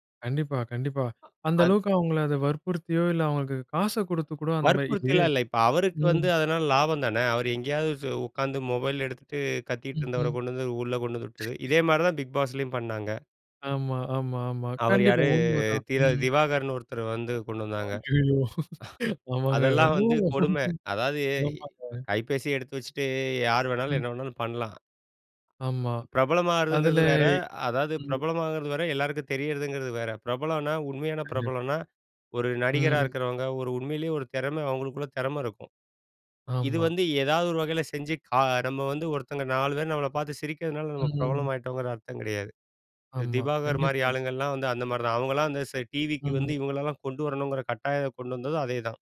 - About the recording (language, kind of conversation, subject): Tamil, podcast, சமூக ஊடகங்கள் தொலைக்காட்சி நிகழ்ச்சிகளை எப்படிப் பாதிக்கின்றன?
- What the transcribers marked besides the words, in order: other background noise; laugh; drawn out: "யாரு?"; other noise; laughing while speaking: "அய்யயோ! ஆமாங்க. ரொம்பவும்"; laughing while speaking: "அதெல்லாம் வந்து கொடுமை"